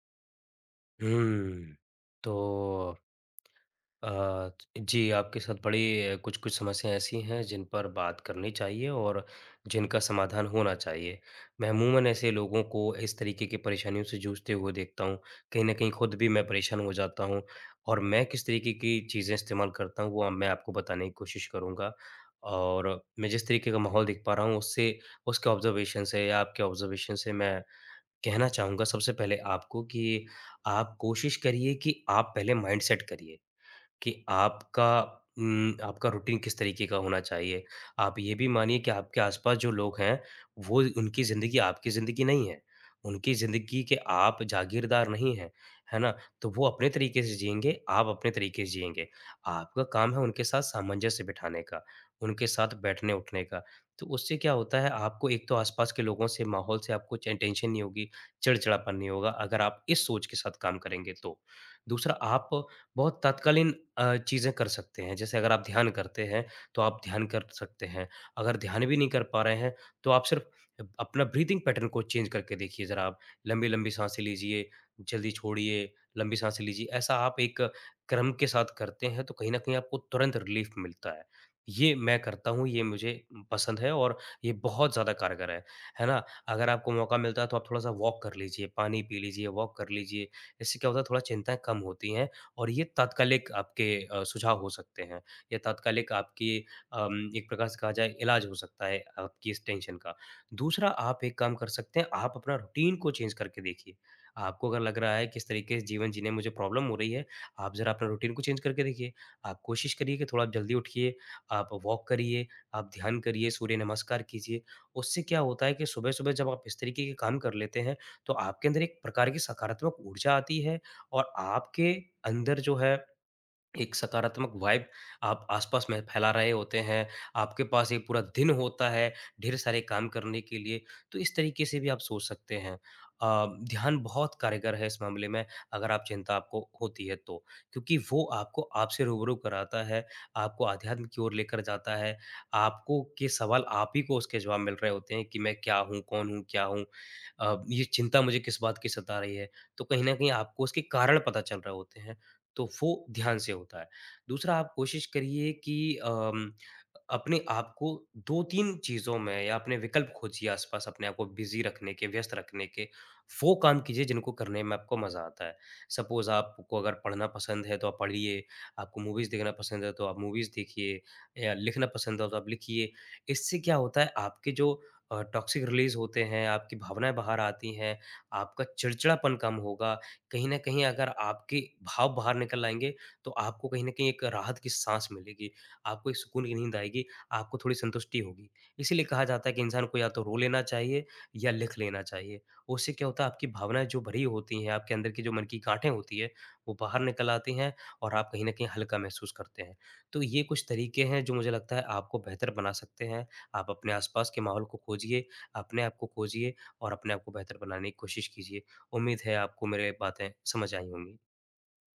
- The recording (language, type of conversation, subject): Hindi, advice, बार-बार चिंता होने पर उसे शांत करने के तरीके क्या हैं?
- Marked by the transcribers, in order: lip smack; in English: "ऑब्ज़र्वेशन"; in English: "ऑब्ज़र्वेशन"; in English: "माइंडसेट"; in English: "रूटीन"; in English: "टेंशन"; in English: "ब्रीदिंग पैटर्न"; in English: "चेंज़"; in English: "रिलीफ़"; in English: "वॉक"; in English: "वॉक"; in English: "टेंशन"; in English: "रूटीन"; in English: "चेंज़"; in English: "प्रॉब्लम"; in English: "रूटीन"; in English: "चेंज़"; in English: "वॉक"; in English: "वाइब"; in English: "बिज़ी"; "वो" said as "फ़ो"; in English: "सपोज़"; in English: "मूवीज़"; in English: "मूवीज़"; in English: "टॉक्सिक रिलीज़"